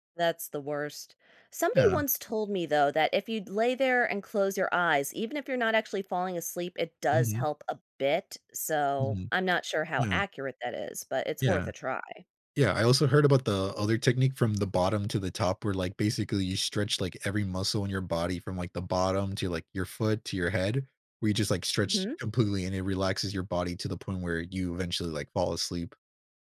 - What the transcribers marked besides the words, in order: tapping
- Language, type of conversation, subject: English, unstructured, How can I use better sleep to improve my well-being?